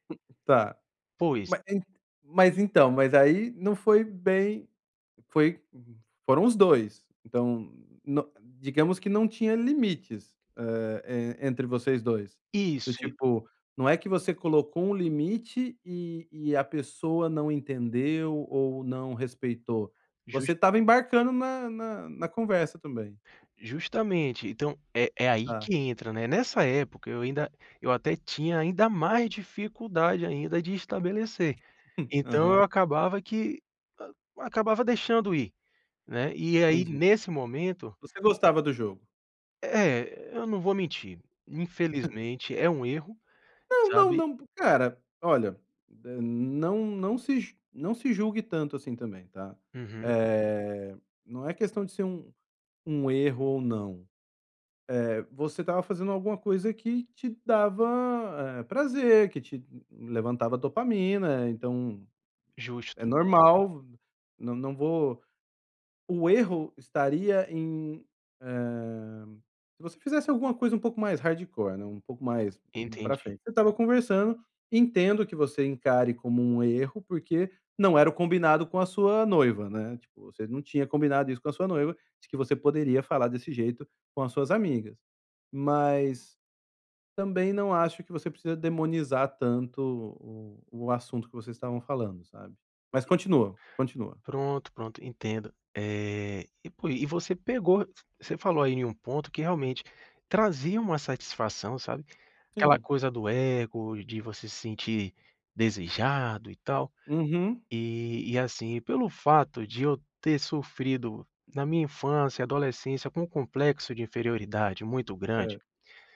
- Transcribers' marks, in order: tapping; chuckle; in English: "hardcore"
- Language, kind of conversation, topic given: Portuguese, advice, Como posso estabelecer limites claros no início de um relacionamento?